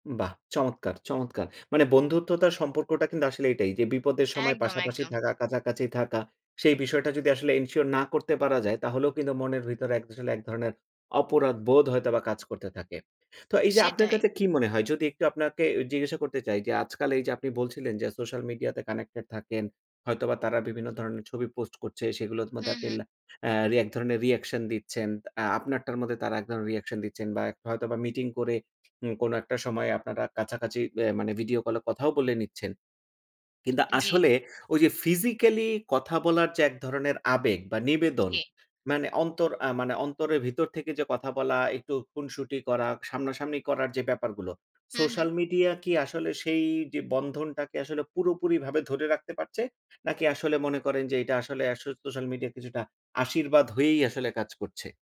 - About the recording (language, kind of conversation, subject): Bengali, podcast, দূরত্বে থাকা বন্ধুদের সঙ্গে বন্ধুত্ব কীভাবে বজায় রাখেন?
- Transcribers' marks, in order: in English: "এনশিওর"; tapping; other background noise